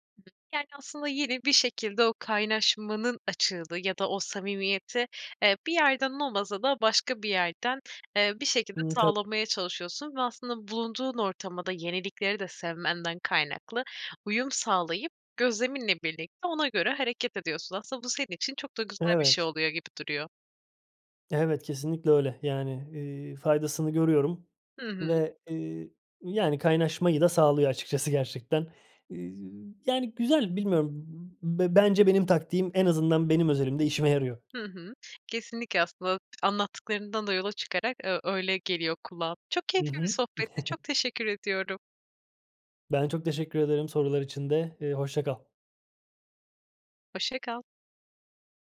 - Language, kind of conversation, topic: Turkish, podcast, Yeni bir semte taşınan biri, yeni komşularıyla ve mahalleyle en iyi nasıl kaynaşır?
- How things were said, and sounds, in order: other background noise; tapping; chuckle